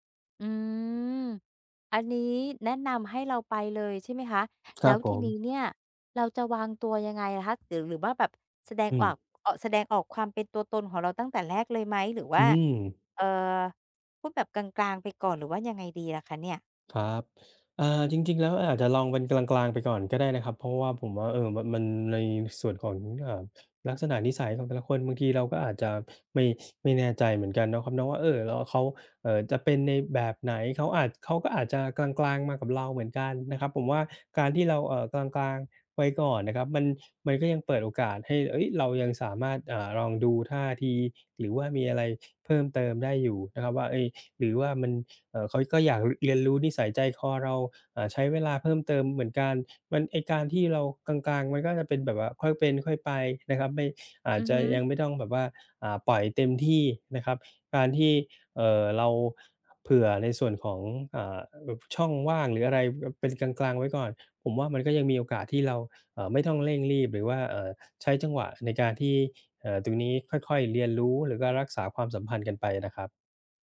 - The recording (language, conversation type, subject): Thai, advice, ฉันจะทำอย่างไรให้ความสัมพันธ์กับเพื่อนใหม่ไม่ห่างหายไป?
- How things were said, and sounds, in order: drawn out: "อืม"; other background noise; gasp; gasp; gasp; gasp; gasp; gasp